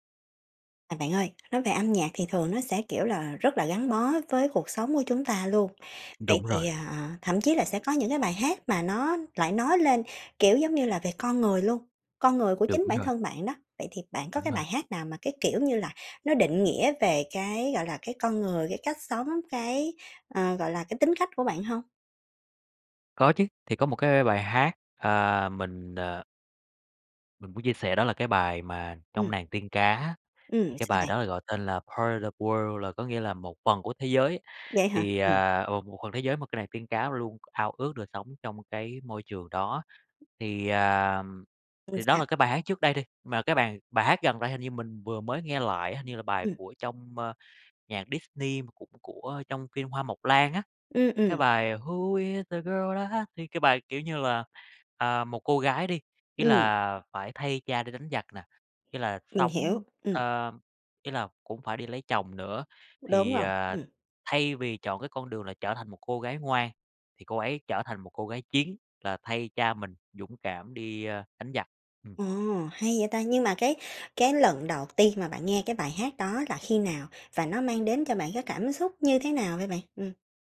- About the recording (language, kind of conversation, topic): Vietnamese, podcast, Bài hát nào bạn thấy như đang nói đúng về con người mình nhất?
- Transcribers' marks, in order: tapping; singing: "Who is that girl I"; other background noise